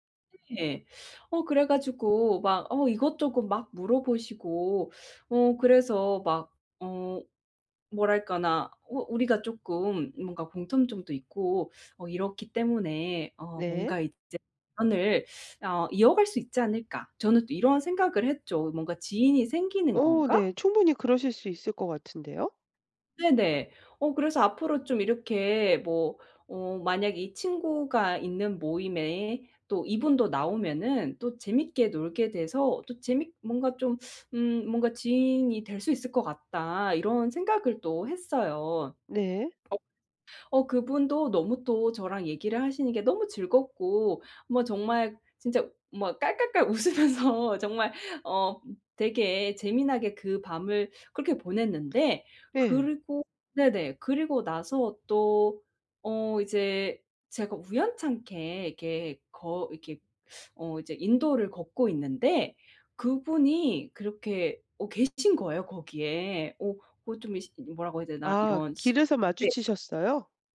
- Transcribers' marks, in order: laughing while speaking: "웃으면서"
- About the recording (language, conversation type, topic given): Korean, advice, 새로운 지역의 관습이나 예절을 몰라 실수했다고 느꼈던 상황을 설명해 주실 수 있나요?